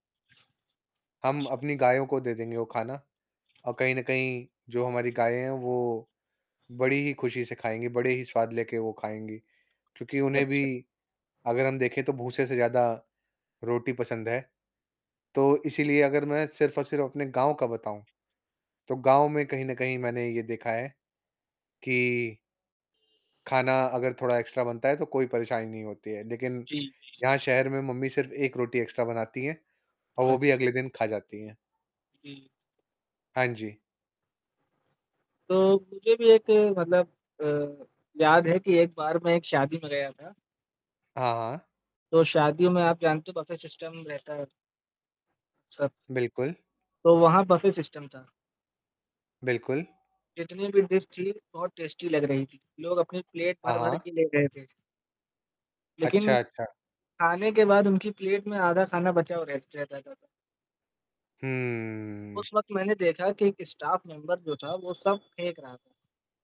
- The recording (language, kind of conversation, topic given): Hindi, unstructured, क्या आपको लगता है कि लोग खाने की बर्बादी होने तक ज़रूरत से ज़्यादा खाना बनाते हैं?
- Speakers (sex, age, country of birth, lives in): male, 18-19, India, India; male, 25-29, India, India
- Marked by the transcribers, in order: static; distorted speech; other background noise; in English: "एक्स्ट्रा"; in English: "एक्स्ट्रा"; in English: "बफे सिस्टम"; in English: "बफे सिस्टम"; in English: "डिश"; in English: "टेस्टी"; in English: "स्टाफ मेंबर"